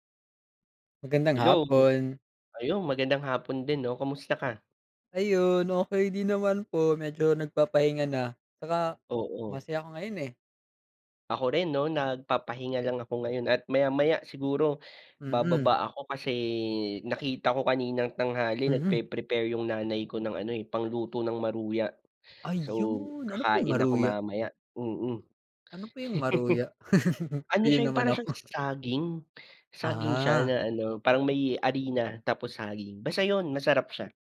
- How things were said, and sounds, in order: chuckle; "harina" said as "arina"
- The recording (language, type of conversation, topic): Filipino, unstructured, Ano ang pinakamahalagang katangian ng isang mabuting boss?